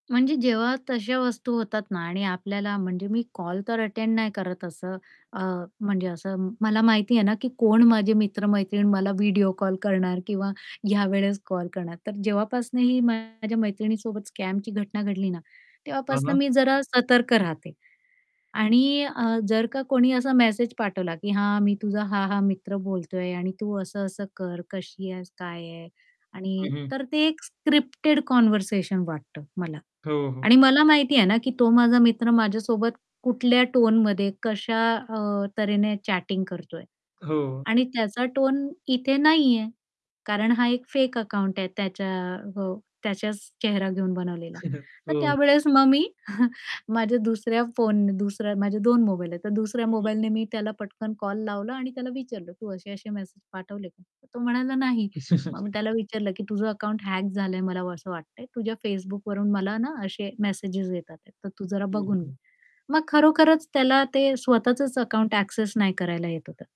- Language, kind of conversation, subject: Marathi, podcast, अनोळखी लोकांचे संदेश तुम्ही कसे हाताळता?
- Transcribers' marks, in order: static; distorted speech; in English: "स्कॅमची"; in English: "स्क्रिप्टेड कन्व्हर्सेशन"; tapping; in English: "चॅटिंग"; chuckle; other background noise; chuckle; chuckle; unintelligible speech; in English: "हॅक"